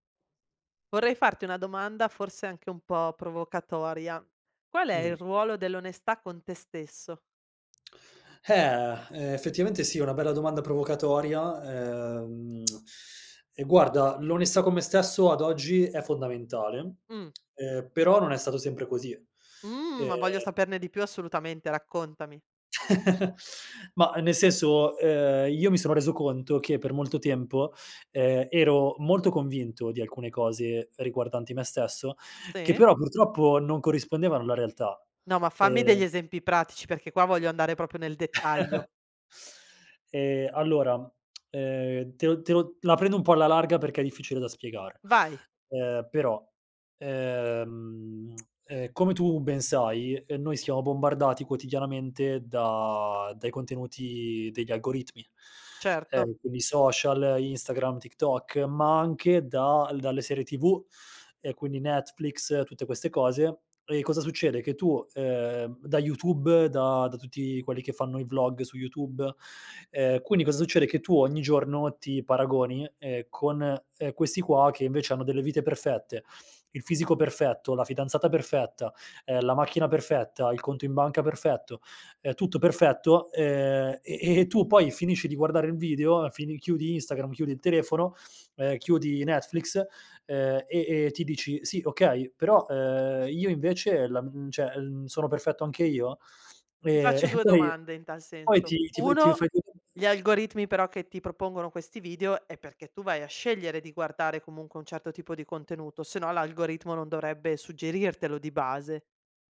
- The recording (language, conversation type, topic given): Italian, podcast, Quale ruolo ha l’onestà verso te stesso?
- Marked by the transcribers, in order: lip smack; teeth sucking; lip smack; laugh; "proprio" said as "propio"; laugh; lip smack; lip smack; "cioè" said as "ceh"; laughing while speaking: "e"; unintelligible speech